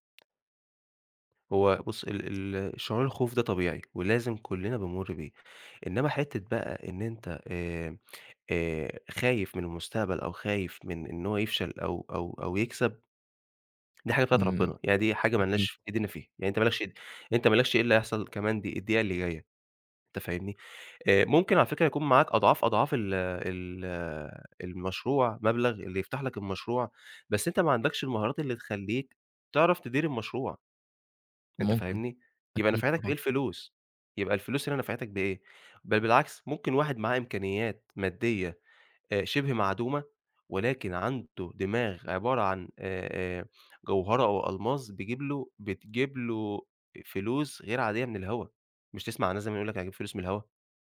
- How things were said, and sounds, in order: tapping
- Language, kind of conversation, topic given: Arabic, advice, إزاي أقدر أتخطّى إحساس العجز عن إني أبدأ مشروع إبداعي رغم إني متحمّس وعندي رغبة؟